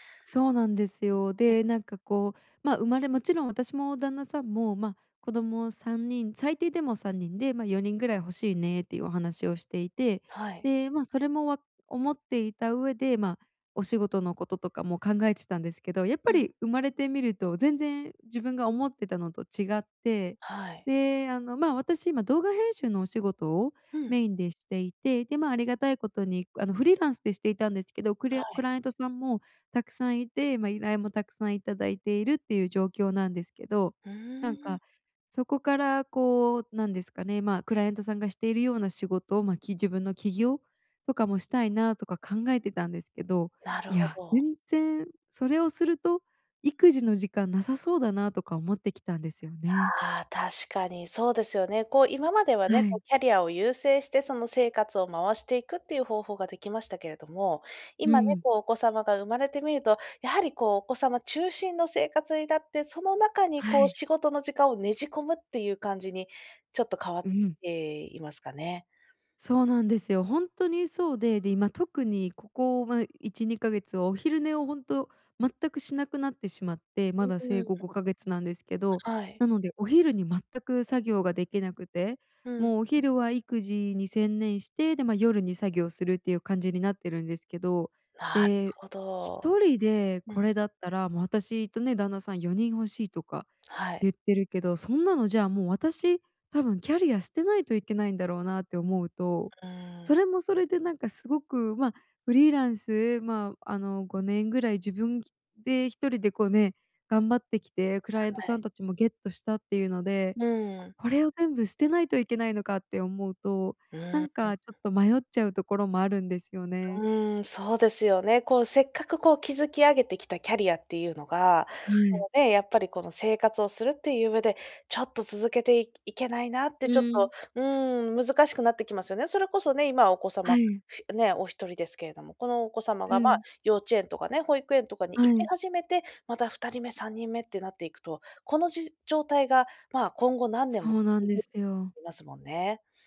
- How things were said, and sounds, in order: other noise
- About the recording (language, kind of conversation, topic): Japanese, advice, 人生の優先順位を見直して、キャリアや生活でどこを変えるべきか悩んでいるのですが、どうすればよいですか？